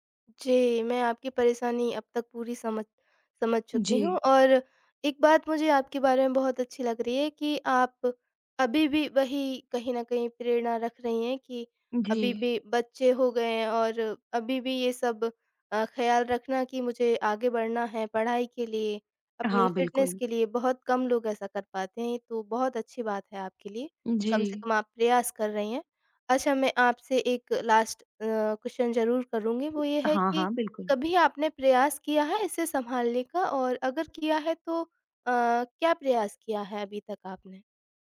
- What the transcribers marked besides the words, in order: in English: "फ़िटनेस"; in English: "लास्ट"; in English: "क्वेश्चन"
- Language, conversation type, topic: Hindi, advice, मैं किसी लक्ष्य के लिए लंबे समय तक प्रेरित कैसे रहूँ?